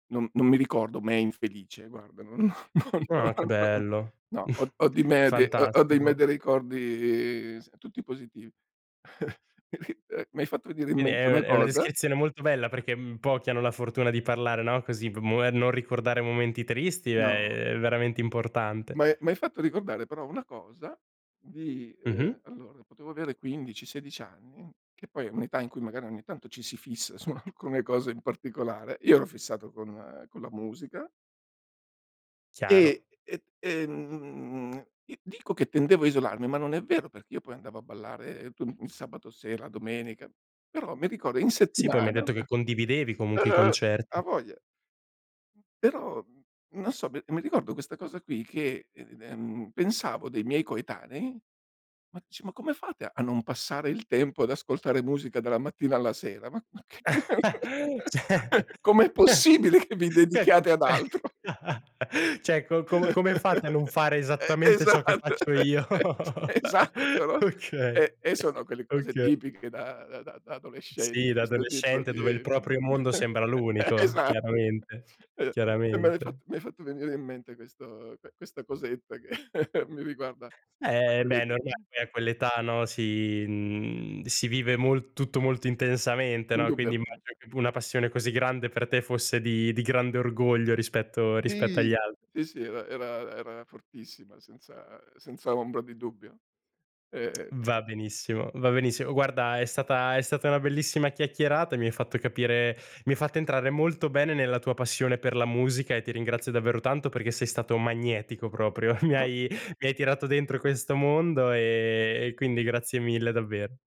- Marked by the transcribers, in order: laughing while speaking: "non non"; chuckle; laughing while speaking: "E qui"; chuckle; unintelligible speech; laughing while speaking: "alcune"; drawn out: "ehm"; tapping; chuckle; drawn out: "e"; other background noise; chuckle; laughing while speaking: "Cioè. Eh. Beh comunque"; chuckle; laughing while speaking: "esatto! Esatto no"; chuckle; chuckle; laughing while speaking: "Okay, okay"; chuckle; laughing while speaking: "eh esa"; chuckle; chuckle
- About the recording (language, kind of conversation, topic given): Italian, podcast, Qual è stato il primo concerto che ti ha segnato?
- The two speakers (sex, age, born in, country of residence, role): male, 20-24, Italy, Italy, host; male, 60-64, Italy, Italy, guest